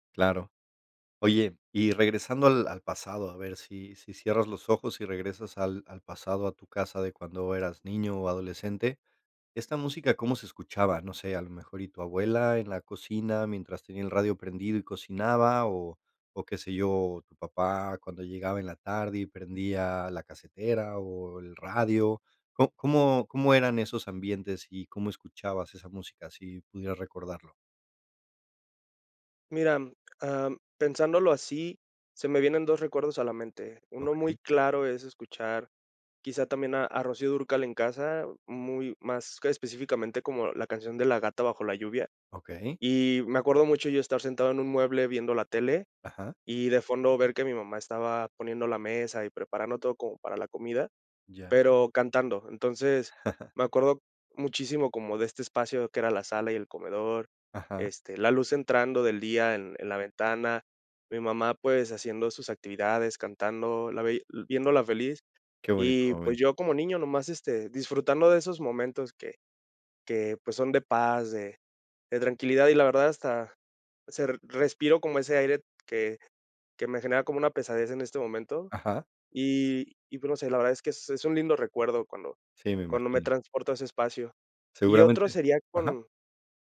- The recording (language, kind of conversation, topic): Spanish, podcast, ¿Cómo influyó tu familia en tus gustos musicales?
- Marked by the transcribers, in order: chuckle; joyful: "Mi mamá, pues, haciendo sus … de de tranquilidad"